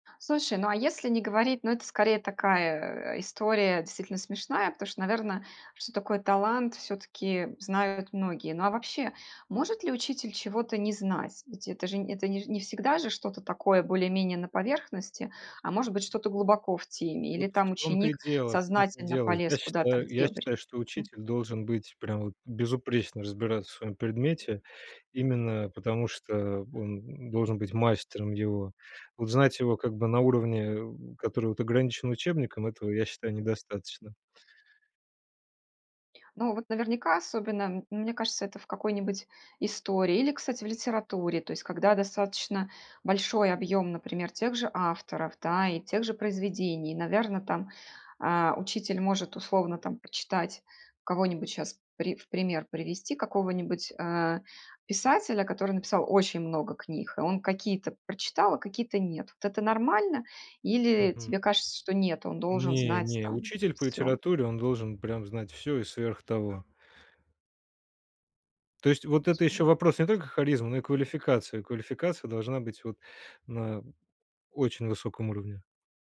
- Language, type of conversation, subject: Russian, podcast, Как учителя могут мотивировать учеников без крика и наказаний?
- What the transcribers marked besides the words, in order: tapping; grunt; other background noise